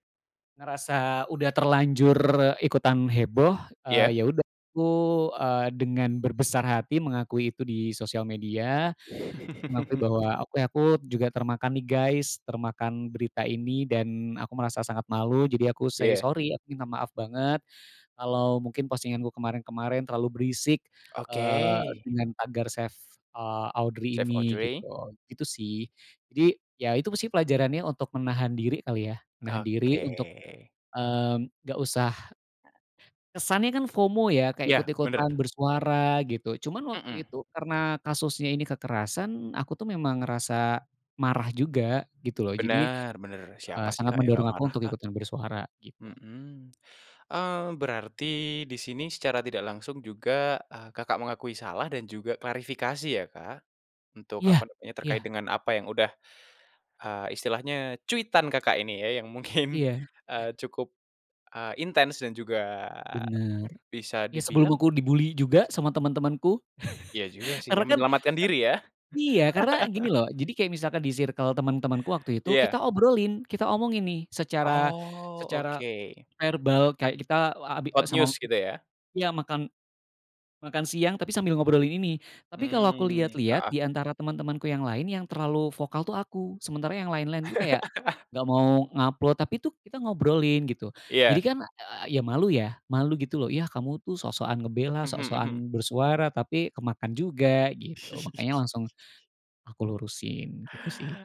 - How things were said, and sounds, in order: alarm; chuckle; other background noise; in English: "guys"; in English: "say sorry"; put-on voice: "Save Audrey"; tapping; laughing while speaking: "mungkin"; in English: "di-bully"; chuckle; laugh; in English: "hot news"; laugh; chuckle
- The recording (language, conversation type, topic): Indonesian, podcast, Pernahkah kamu tertipu hoaks, dan bagaimana reaksimu saat menyadarinya?